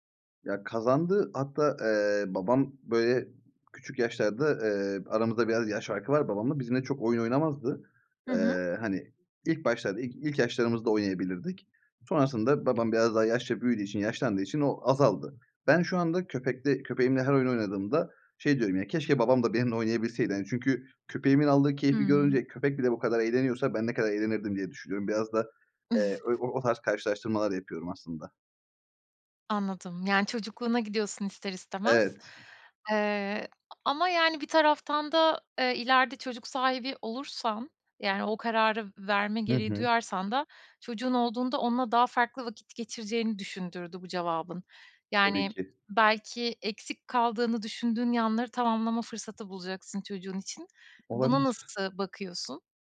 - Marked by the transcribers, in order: chuckle; tapping
- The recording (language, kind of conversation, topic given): Turkish, podcast, Çocuk sahibi olmaya hazır olup olmadığını nasıl anlarsın?